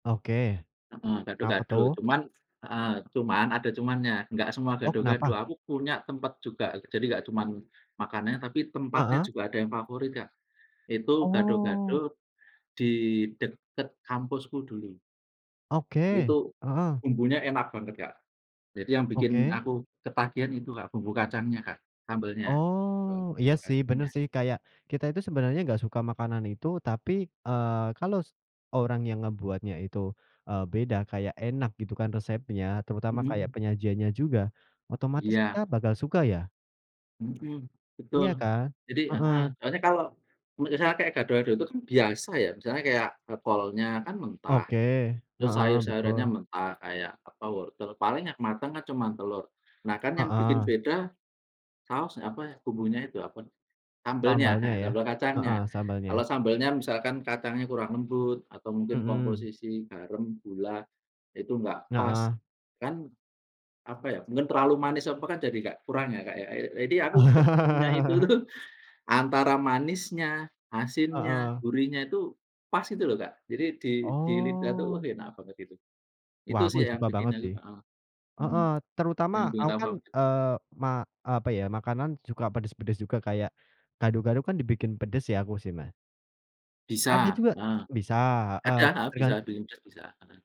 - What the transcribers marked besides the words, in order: other background noise; "kalau" said as "kalos"; laugh; laughing while speaking: "tuh"; unintelligible speech
- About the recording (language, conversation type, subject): Indonesian, unstructured, Apa makanan favoritmu, dan mengapa kamu menyukainya?
- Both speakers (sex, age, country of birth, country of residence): female, 18-19, Indonesia, Indonesia; male, 40-44, Indonesia, Indonesia